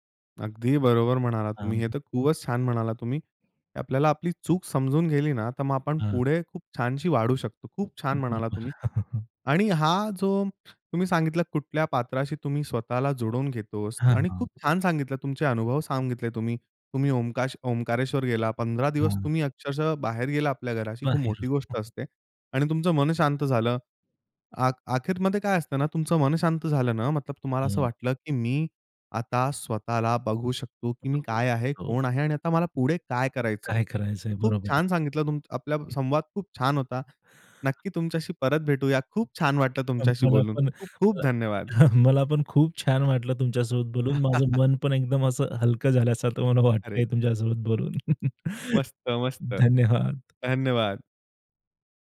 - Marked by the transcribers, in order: other background noise; unintelligible speech; chuckle; chuckle; other noise; tapping; chuckle; chuckle; chuckle
- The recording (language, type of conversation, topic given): Marathi, podcast, तू वेगवेगळ्या परिस्थितींनुसार स्वतःला वेगवेगळ्या भूमिकांमध्ये बसवतोस का?